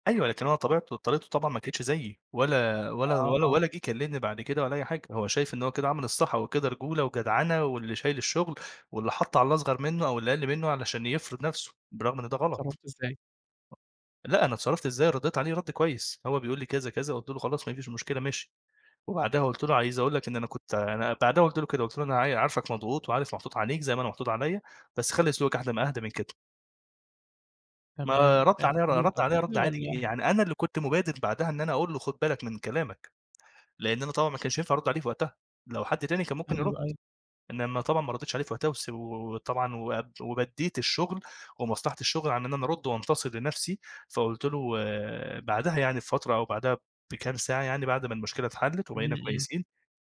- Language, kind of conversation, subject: Arabic, podcast, إزاي تدي نقد بنّاء من غير ما تجرح مشاعر حد؟
- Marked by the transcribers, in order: tapping